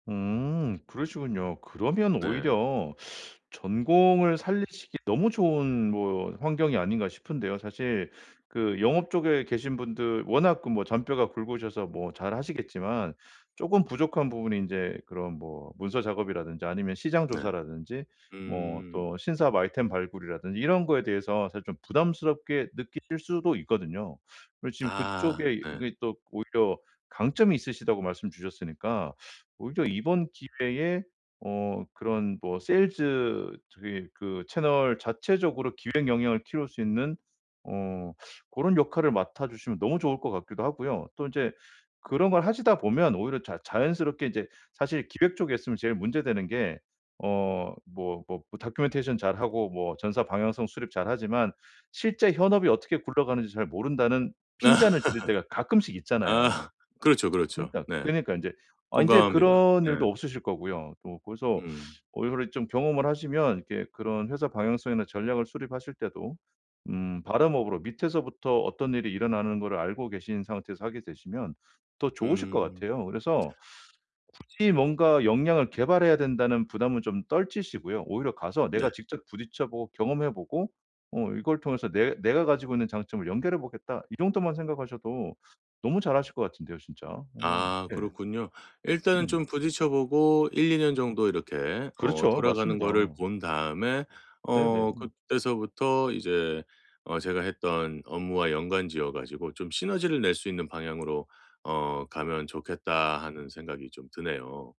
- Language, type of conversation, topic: Korean, advice, 경력 성장을 위해 어떤 핵심 역량을 먼저 키워야 할까요?
- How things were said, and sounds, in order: tapping; other background noise; laugh; laughing while speaking: "아"; in English: "바텀업으로"